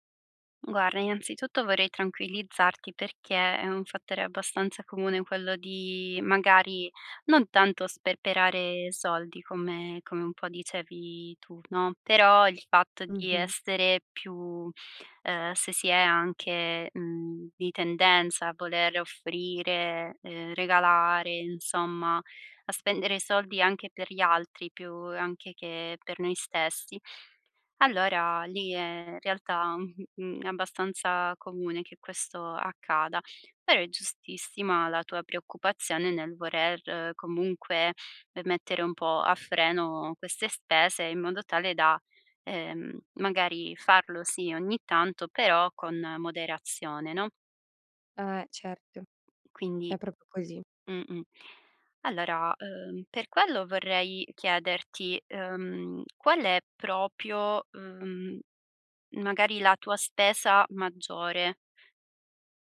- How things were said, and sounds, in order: "proprio" said as "propo"; "proprio" said as "propio"
- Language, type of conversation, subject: Italian, advice, Come gestire la tentazione di aumentare lo stile di vita dopo un aumento di stipendio?